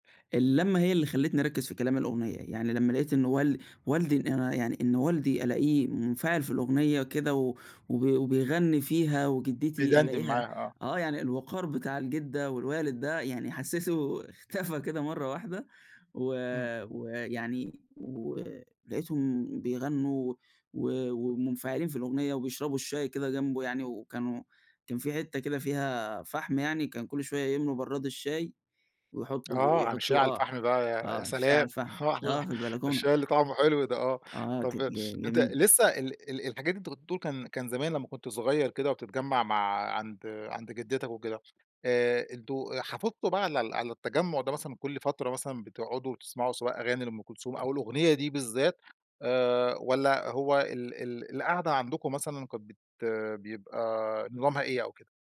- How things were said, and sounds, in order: laughing while speaking: "اختفى كده مرَّة واحدة"; tapping; laugh; laughing while speaking: "الشاي اللي طعمه حلو ده آه"
- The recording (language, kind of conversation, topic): Arabic, podcast, هل فيه أغنية بتجمع العيلة كلها سوا؟ إيه هي؟